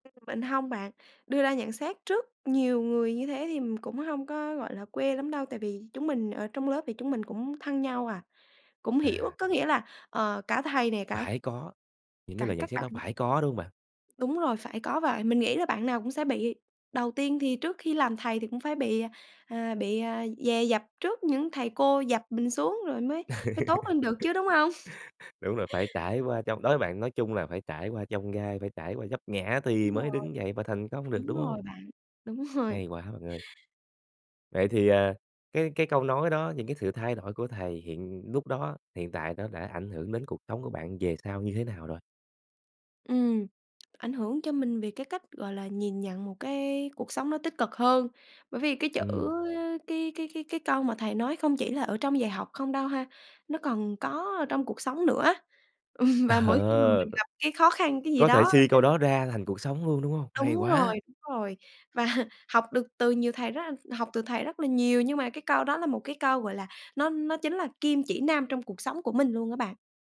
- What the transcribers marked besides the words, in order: tapping; laugh; chuckle; laughing while speaking: "rồi"; laughing while speaking: "ừm"; laughing while speaking: "Ờ"; laughing while speaking: "Và"
- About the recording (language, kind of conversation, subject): Vietnamese, podcast, Bạn có kỷ niệm nào với thầy cô khiến bạn thay đổi không?